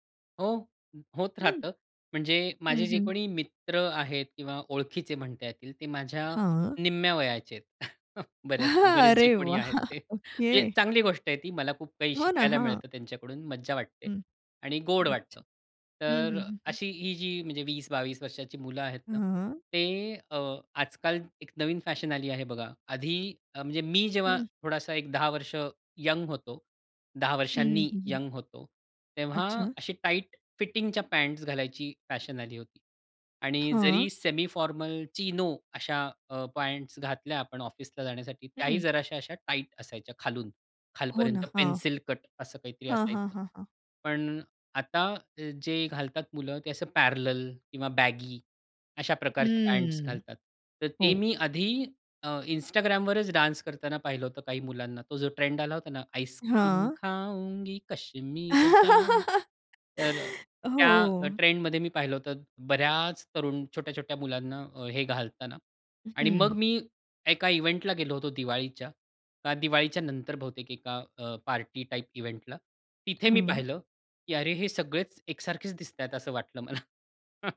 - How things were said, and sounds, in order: other background noise; chuckle; laughing while speaking: "हां. अरे वाह! ओके"; chuckle; tapping; in English: "सेमी फॉर्मल चिनो"; in English: "पॅरॅलल"; in English: "बॅगी"; drawn out: "हं"; in English: "डान्स"; in Hindi: "आईसक्रीम खाउंगी, कश्मीर जाउंगी"; put-on voice: "आईसक्रीम खाउंगी, कश्मीर जाउंगी"; laugh; in English: "इव्हेंटला"; in English: "इव्हेंटला"; chuckle
- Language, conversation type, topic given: Marathi, podcast, सोशल मीडियामुळे तुमच्या कपड्यांच्या पसंतीत बदल झाला का?